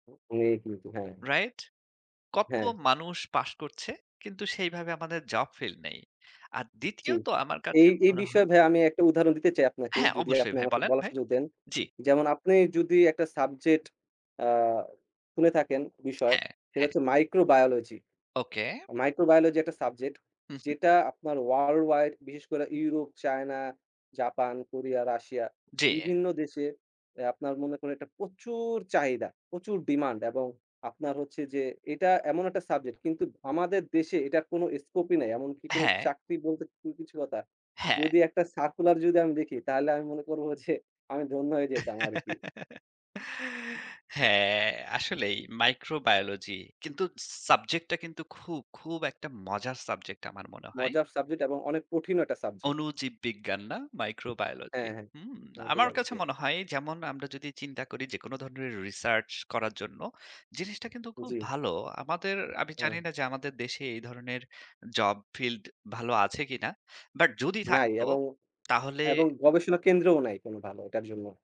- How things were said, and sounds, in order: in English: "জব ফিল্ড"; in English: "ওয়ার্লড ওয়াইড"; in English: "ডিমান্ড"; in English: "স্কোপ"; chuckle; in English: "জব ফিল্ড"
- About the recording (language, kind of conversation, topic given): Bengali, unstructured, বেকারত্ব বেড়ে যাওয়া নিয়ে আপনার কী মতামত?